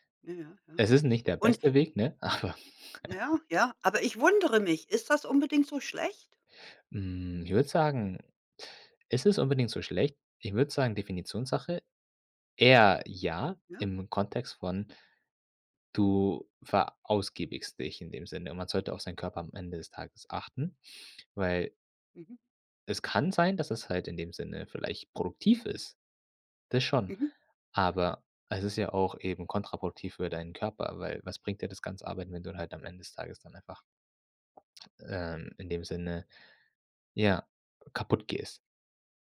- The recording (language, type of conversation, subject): German, podcast, Wie gönnst du dir eine Pause ohne Schuldgefühle?
- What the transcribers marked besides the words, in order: laughing while speaking: "aber"; giggle; "verausgabst" said as "verausgiebigst"; other background noise